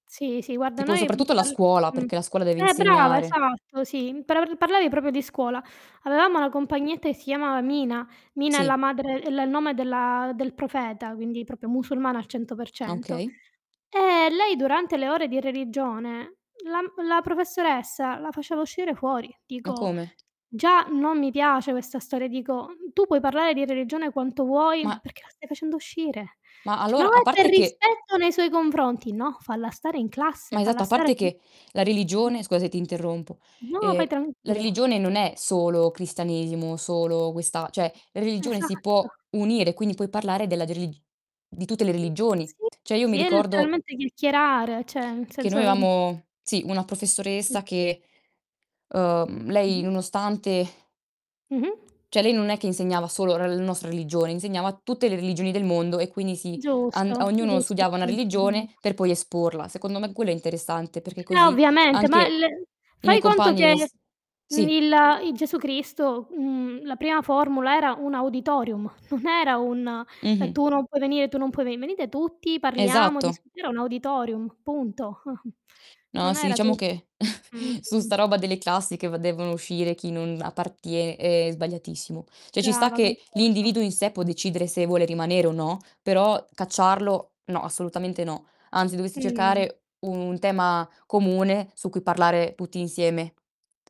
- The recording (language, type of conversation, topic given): Italian, unstructured, Come pensi che la religione possa unire o dividere le persone?
- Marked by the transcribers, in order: distorted speech; "proprio" said as "propio"; tapping; "proprio" said as "propio"; other noise; "cioè" said as "ceh"; "Cioè" said as "ceh"; "cioè" said as "ceh"; "avevamo" said as "aeamo"; "cioè" said as "ceh"; chuckle; "Cioè" said as "ceh"